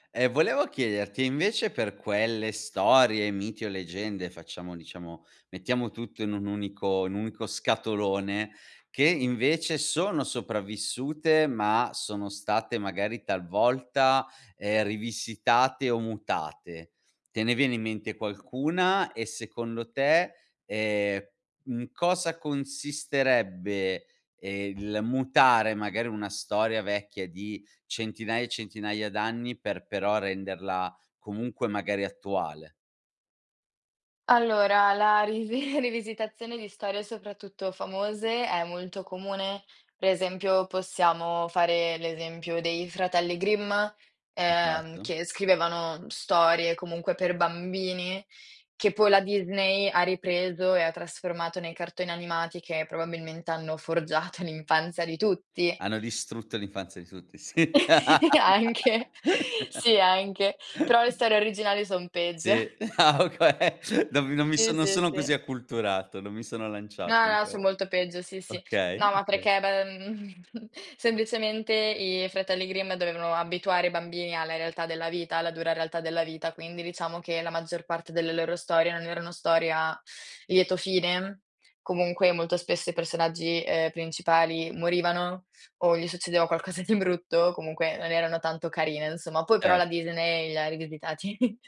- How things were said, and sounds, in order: other background noise; tapping; chuckle; "per" said as "pre"; laughing while speaking: "forgiato"; giggle; laughing while speaking: "Anche"; laughing while speaking: "sì"; laugh; chuckle; laughing while speaking: "ah okue"; "okay" said as "okue"; chuckle; inhale; laughing while speaking: "di brutto"; chuckle
- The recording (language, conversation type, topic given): Italian, podcast, Perché alcune storie sopravvivono per generazioni intere?